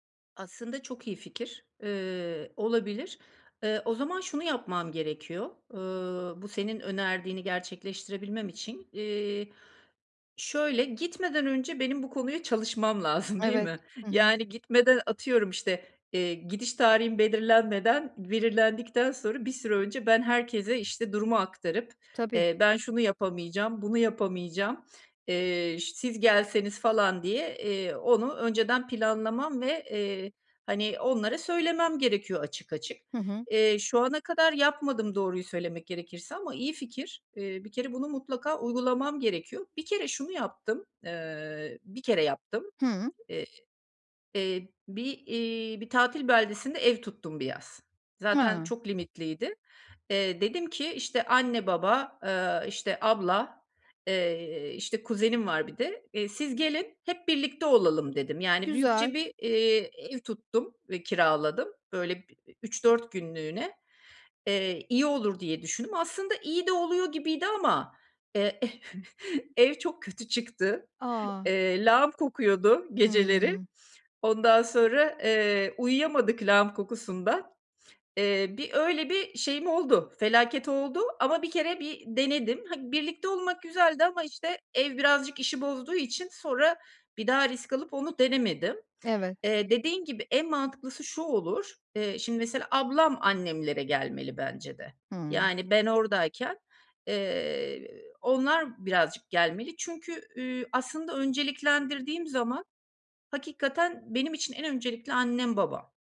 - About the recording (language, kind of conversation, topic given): Turkish, advice, Tatillerde farklı beklentiler yüzünden yaşanan çatışmaları nasıl çözebiliriz?
- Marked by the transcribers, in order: chuckle